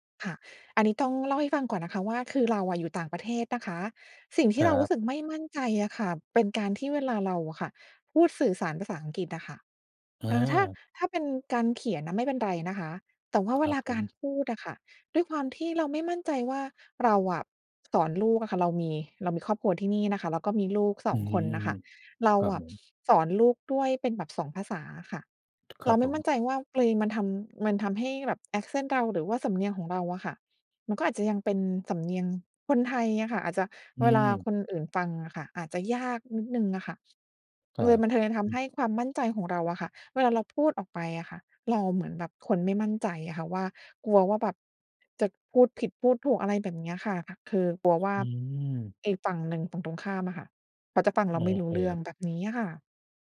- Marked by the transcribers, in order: other background noise; in English: "accent"
- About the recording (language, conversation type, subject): Thai, advice, ฉันจะยอมรับข้อบกพร่องและใช้จุดแข็งของตัวเองได้อย่างไร?